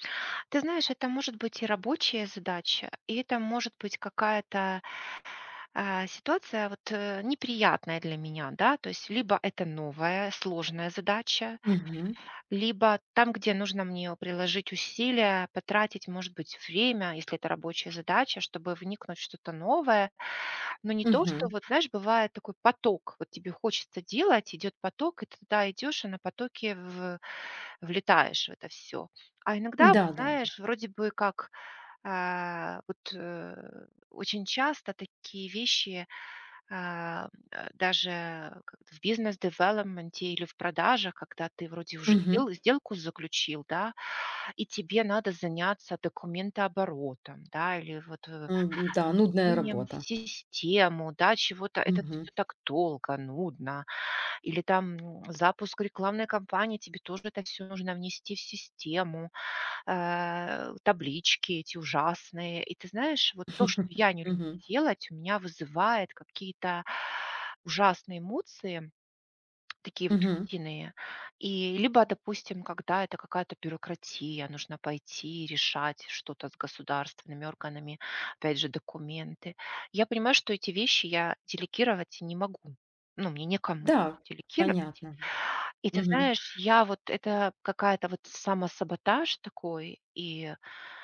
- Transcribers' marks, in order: other background noise; tapping; chuckle; other noise
- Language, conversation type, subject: Russian, advice, Как справиться с постоянной прокрастинацией, из-за которой вы не успеваете вовремя завершать важные дела?